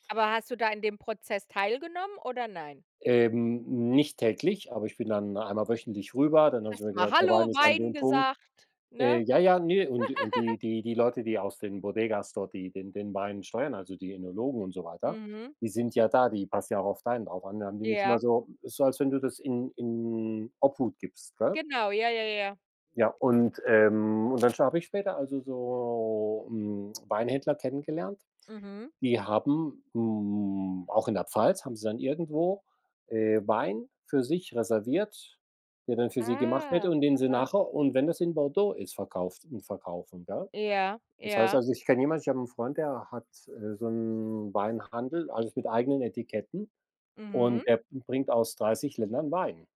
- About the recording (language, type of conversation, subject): German, unstructured, Welche Tradition aus deiner Kultur findest du besonders schön?
- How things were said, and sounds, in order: chuckle; other background noise